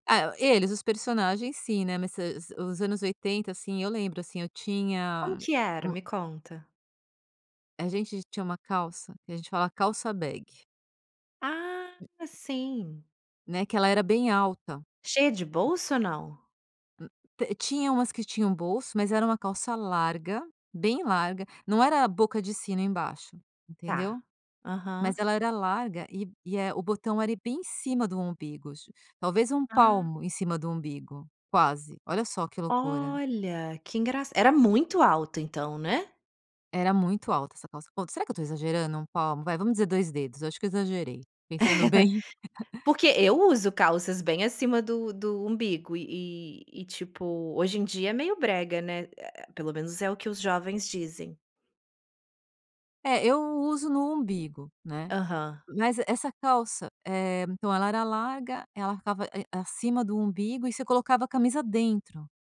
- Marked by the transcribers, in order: tapping; other background noise; laugh
- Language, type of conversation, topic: Portuguese, podcast, Me conta, qual série é seu refúgio quando tudo aperta?
- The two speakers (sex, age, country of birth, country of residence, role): female, 35-39, Brazil, Italy, host; female, 50-54, Brazil, France, guest